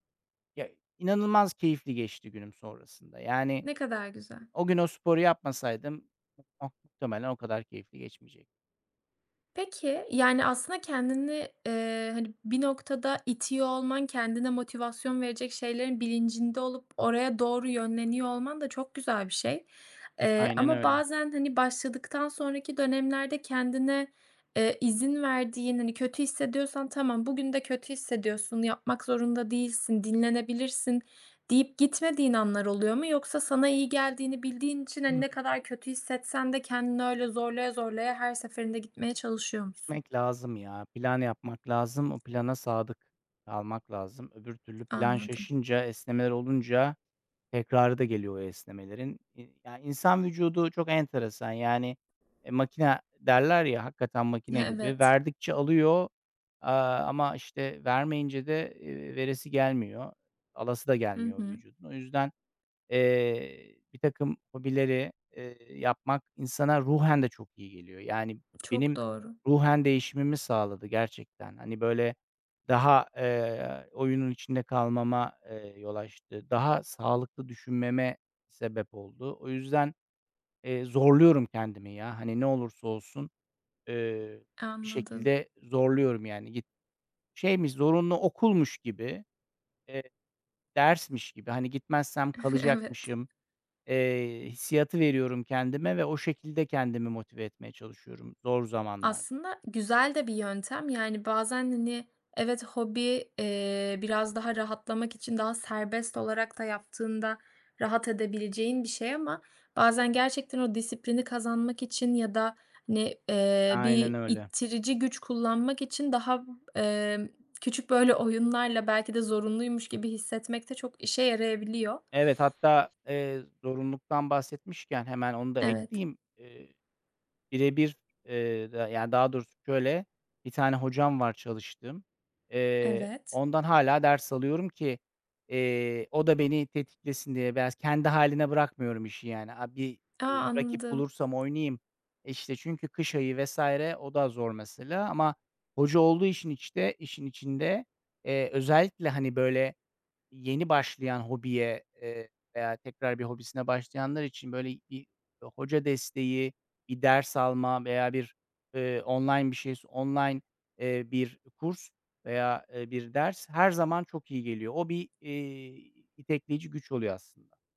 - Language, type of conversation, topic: Turkish, podcast, Bir hobiyi yeniden sevmen hayatını nasıl değiştirdi?
- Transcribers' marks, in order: unintelligible speech; other background noise; unintelligible speech; tapping; chuckle; other noise